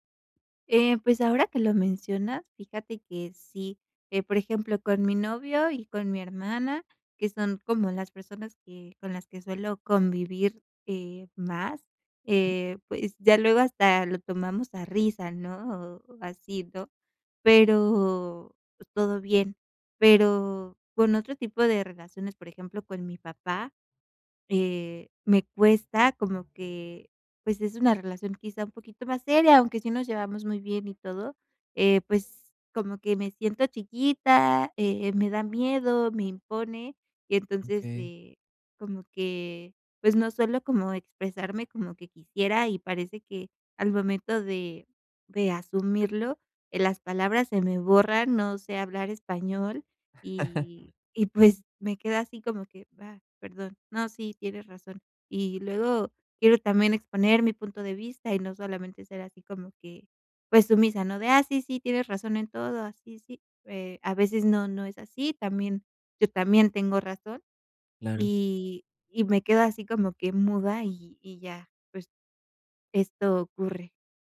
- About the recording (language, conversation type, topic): Spanish, advice, ¿Cómo puedo pedir disculpas con autenticidad sin sonar falso ni defensivo?
- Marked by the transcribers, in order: tapping; other noise; chuckle